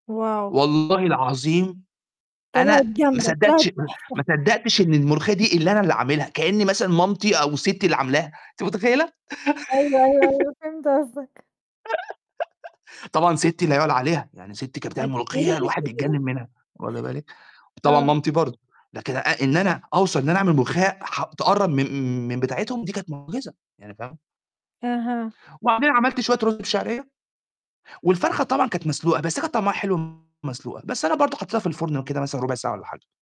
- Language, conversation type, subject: Arabic, unstructured, إيه أكتر أكلة بتحبها وليه؟
- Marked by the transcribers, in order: in English: "Wow!"; tapping; distorted speech; other noise; laughing while speaking: "أنتِ متخيلة؟"; laugh; laughing while speaking: "أكيد"; laugh